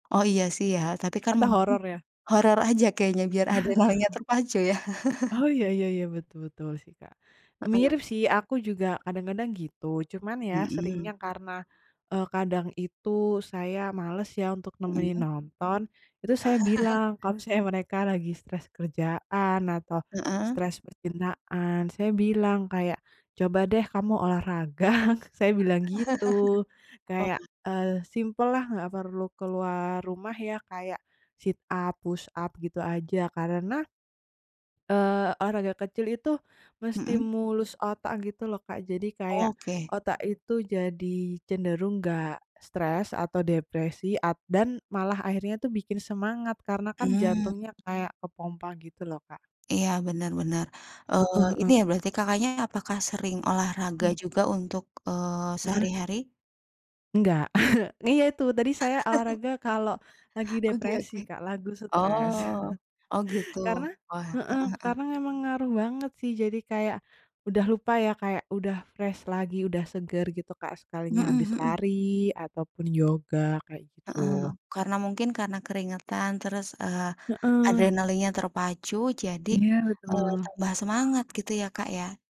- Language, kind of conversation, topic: Indonesian, unstructured, Kebiasaan kecil apa yang membantu kamu tetap semangat?
- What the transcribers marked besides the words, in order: tapping; chuckle; laughing while speaking: "adrenalinnya terpacu ya"; chuckle; chuckle; laughing while speaking: "olahraga"; chuckle; in English: "sit up, push up"; chuckle; laugh; chuckle; in English: "fresh"; other background noise